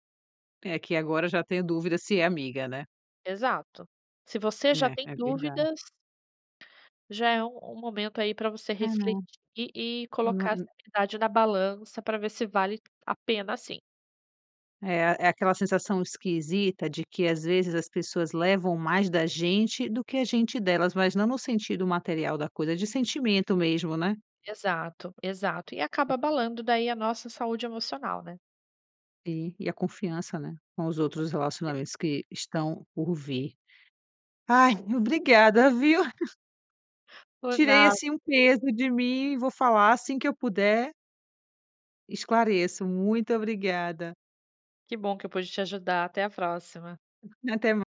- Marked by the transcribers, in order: tapping; other noise; giggle; other background noise
- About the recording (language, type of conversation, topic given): Portuguese, advice, Como lidar com um conflito com um amigo que ignorou meus limites?